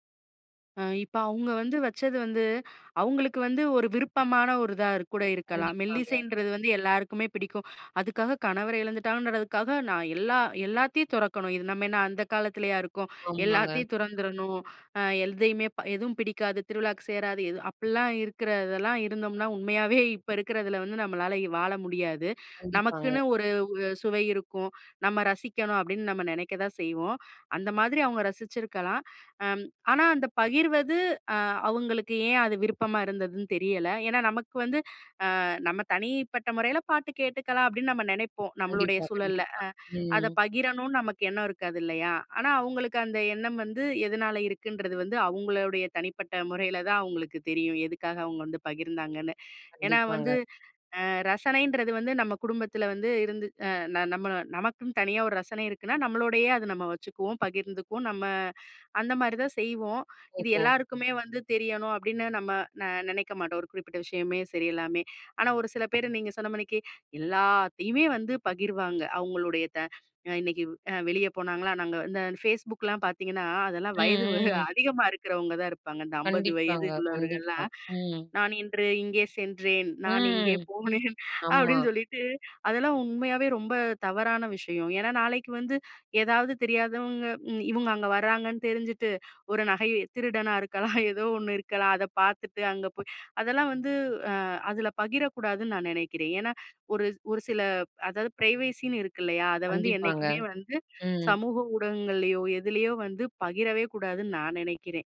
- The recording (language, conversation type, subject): Tamil, podcast, பகிர்வது மூலம் என்ன சாதிக்க நினைக்கிறாய்?
- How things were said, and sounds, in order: "எதையுமே" said as "எல்தையுமே"; chuckle; laughing while speaking: "போனேன்!"; laughing while speaking: "இருக்கலாம்"; in English: "ஃப்ரைவசின்னு"